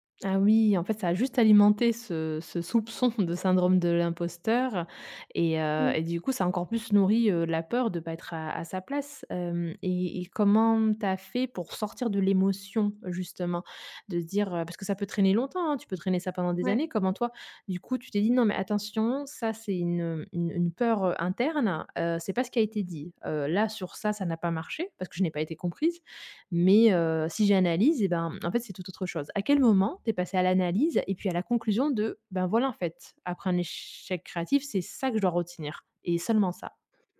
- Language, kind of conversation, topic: French, podcast, Comment transformes-tu un échec créatif en leçon utile ?
- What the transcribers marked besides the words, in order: laughing while speaking: "soupçon"; other background noise; tapping; stressed: "mais"; drawn out: "échec"; stressed: "ça"